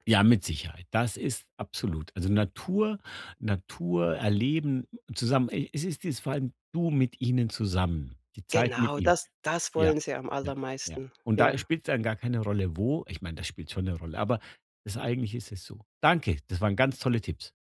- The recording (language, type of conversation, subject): German, advice, Wie kann ich meinen Urlaub budgetfreundlich planen und dabei sparen, ohne auf Spaß und Erholung zu verzichten?
- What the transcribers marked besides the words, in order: none